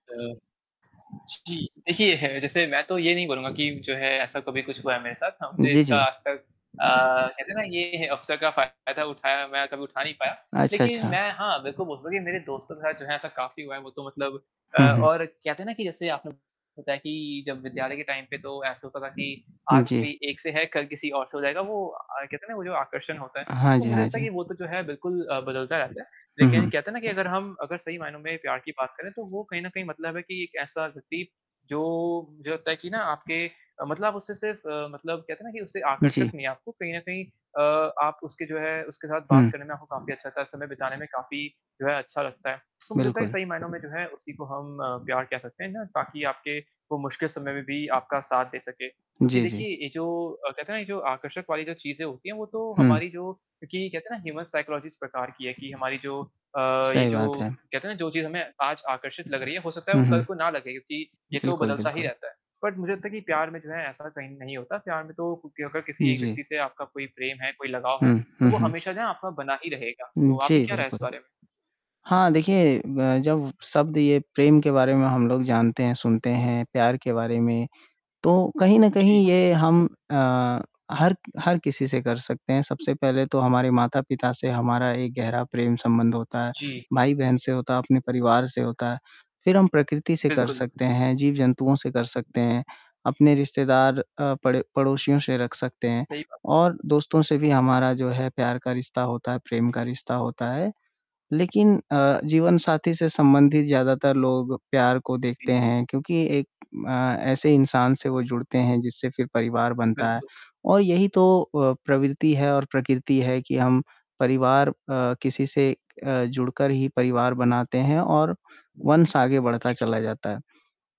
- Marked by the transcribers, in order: static; distorted speech; in English: "टाइम"; in English: "ह्यूमन साइकोलॉजिस्ट"; in English: "बट"
- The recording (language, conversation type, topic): Hindi, unstructured, जब प्यार में मुश्किलें आती हैं, तो आप क्या करते हैं?